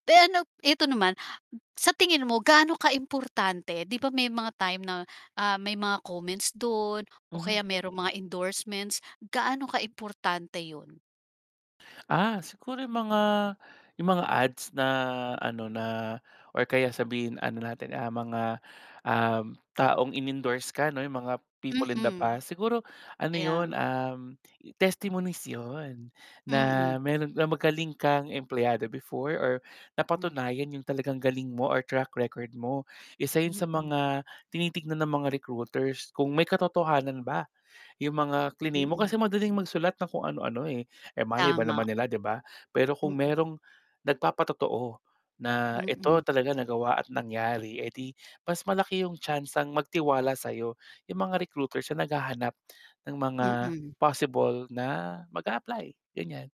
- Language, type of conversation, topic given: Filipino, podcast, Paano mo inaayos ang iyong imahe sa internet para sa trabaho?
- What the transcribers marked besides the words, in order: other background noise; tapping; distorted speech; static